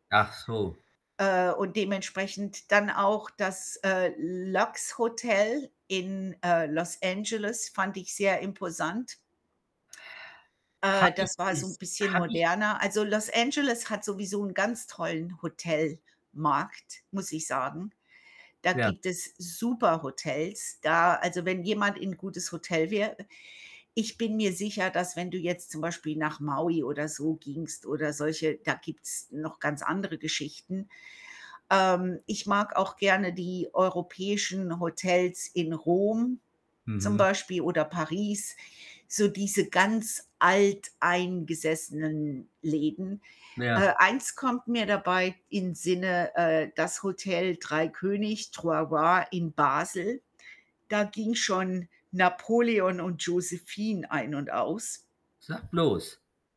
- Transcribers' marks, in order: static; distorted speech; other background noise; tapping
- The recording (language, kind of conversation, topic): German, unstructured, Was macht für dich eine Reise unvergesslich?